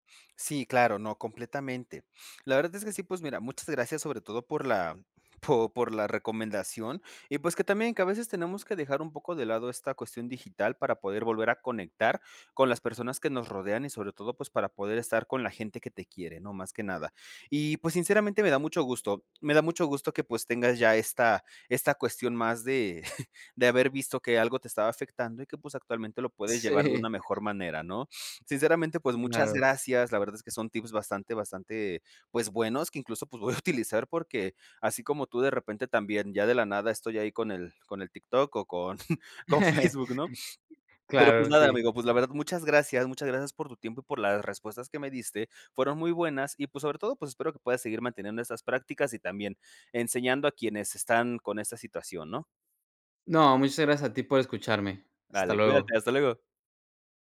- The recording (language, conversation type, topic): Spanish, podcast, ¿Te pasa que miras el celular sin darte cuenta?
- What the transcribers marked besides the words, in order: chuckle; chuckle; other noise; chuckle; chuckle